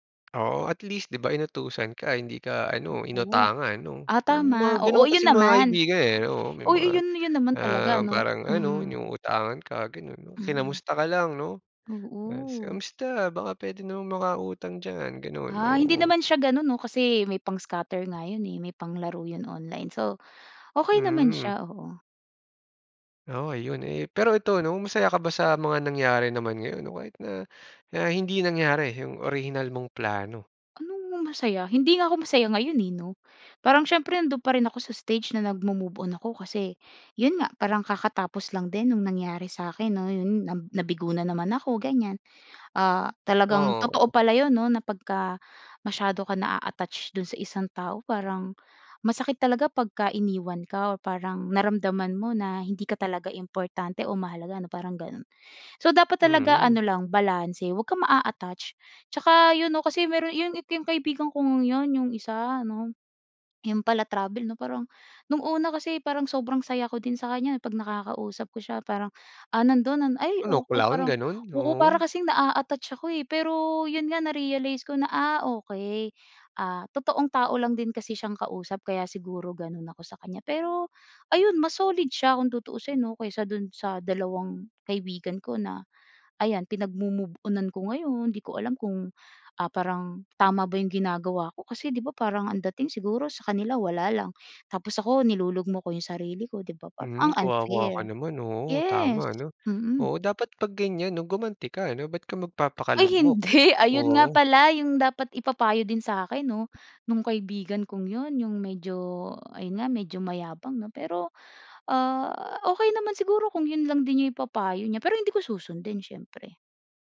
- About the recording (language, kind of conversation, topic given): Filipino, podcast, Ano ang pinakamalaking aral na natutunan mo mula sa pagkabigo?
- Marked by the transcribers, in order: tapping